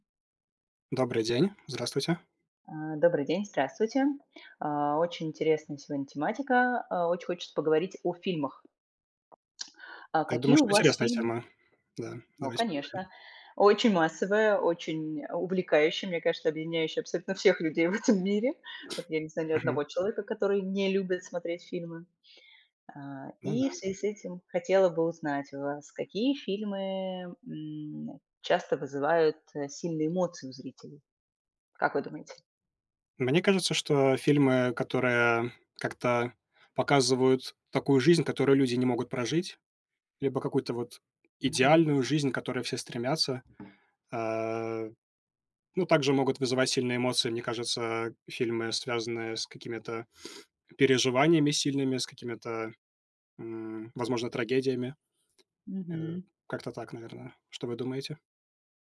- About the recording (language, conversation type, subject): Russian, unstructured, Почему фильмы часто вызывают сильные эмоции у зрителей?
- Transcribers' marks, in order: tapping; swallow; other background noise; laughing while speaking: "в этом мире"; sniff